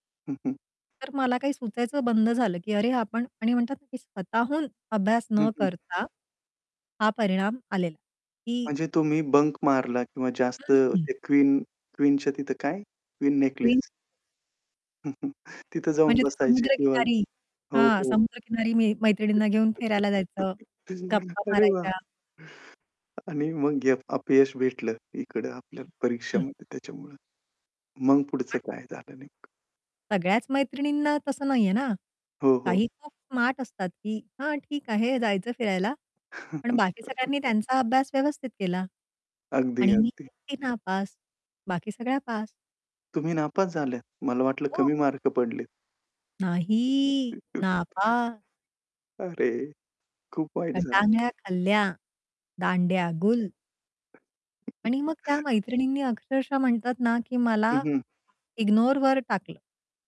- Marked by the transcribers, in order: distorted speech; static; chuckle; other background noise; tapping; laugh; laughing while speaking: "अरे वाह!"; unintelligible speech; chuckle; laugh; put-on voice: "नापा"; unintelligible speech; chuckle
- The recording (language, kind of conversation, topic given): Marathi, podcast, अपयशातून तुम्हाला काय शिकायला मिळालं?